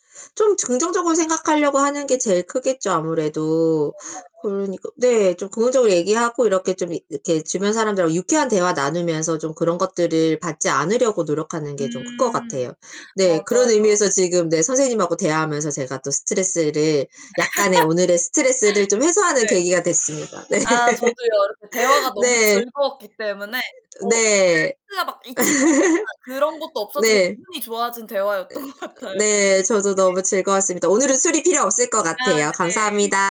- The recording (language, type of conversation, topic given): Korean, unstructured, 스트레스가 심할 때 보통 어떻게 대처하시나요?
- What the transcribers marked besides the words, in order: distorted speech; unintelligible speech; other background noise; laugh; other noise